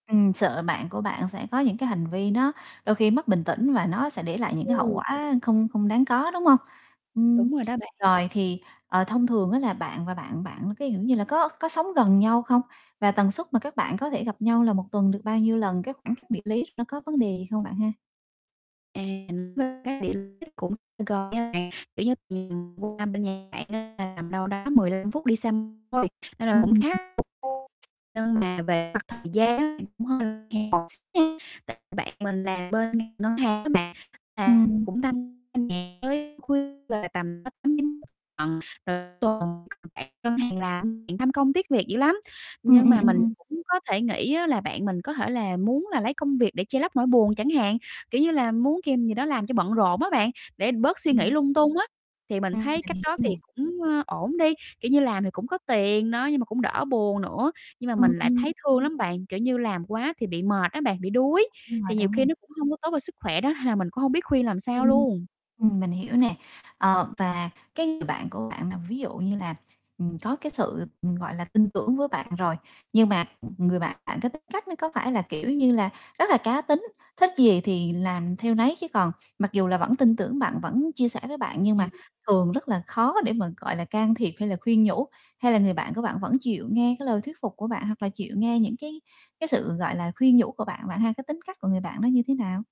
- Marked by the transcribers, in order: tapping; static; distorted speech; other background noise; unintelligible speech; unintelligible speech; unintelligible speech; unintelligible speech; unintelligible speech
- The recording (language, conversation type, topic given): Vietnamese, advice, Làm sao để an ủi bạn khi họ đang buồn?